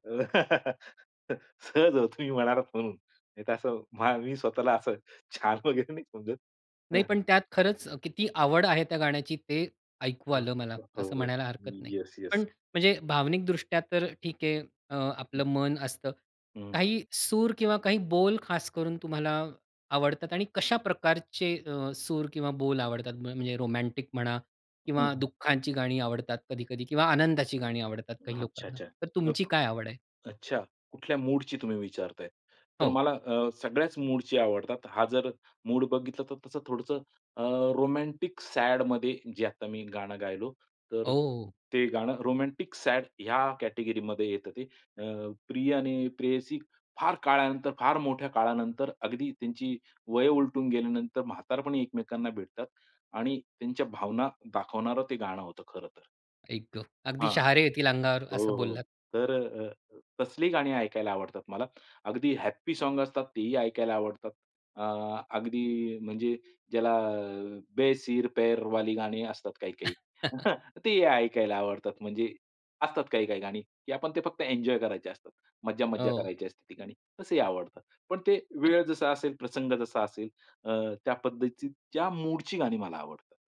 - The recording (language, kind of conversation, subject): Marathi, podcast, कोणत्या कलाकाराचं संगीत तुला विशेष भावतं आणि का?
- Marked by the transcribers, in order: chuckle; in English: "रोमॅटिक"; unintelligible speech; in English: "रोमॅन्टिक सॅडमध्ये"; in English: "रोमॅन्टिक सॅड"; in English: "कॅटेगरीमध्ये"; in English: "हॅप्पी सॉन्ग"; in Hindi: "बे सिर पैर वाली"; chuckle; chuckle; in English: "एन्जॉय"; unintelligible speech